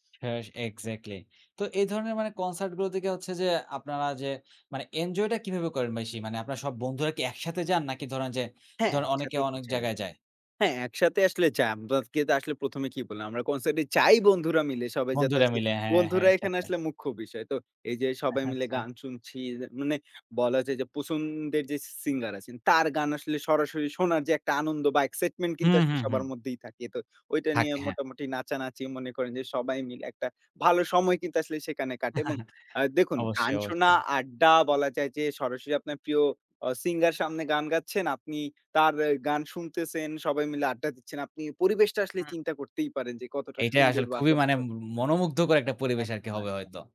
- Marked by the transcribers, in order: in English: "excitement"; chuckle
- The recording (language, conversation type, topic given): Bengali, podcast, বন্ধুদের সঙ্গে কনসার্টে যাওয়ার স্মৃতি তোমার কাছে কেমন ছিল?